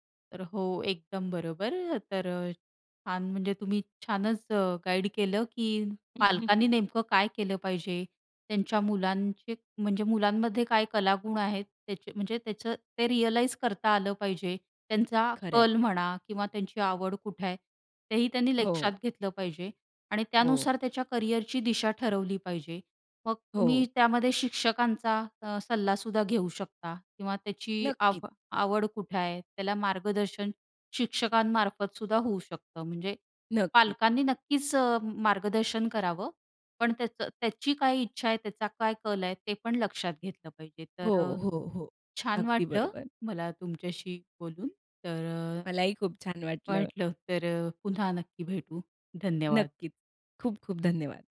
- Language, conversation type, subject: Marathi, podcast, पालकांच्या करिअरविषयक अपेक्षा मुलांच्या करिअर निवडीवर कसा परिणाम करतात?
- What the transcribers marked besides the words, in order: chuckle; other background noise